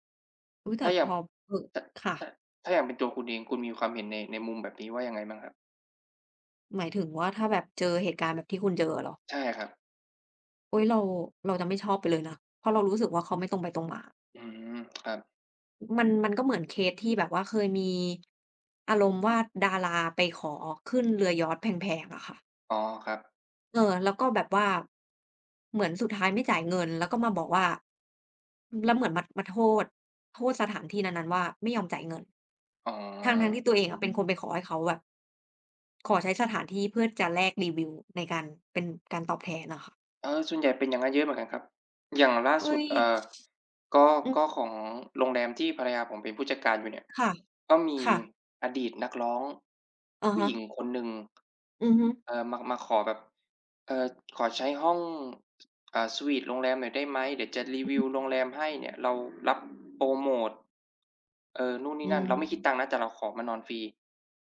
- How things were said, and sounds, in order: tapping; other background noise; other street noise
- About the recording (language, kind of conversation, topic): Thai, unstructured, ทำไมคนถึงชอบติดตามดราม่าของดาราในโลกออนไลน์?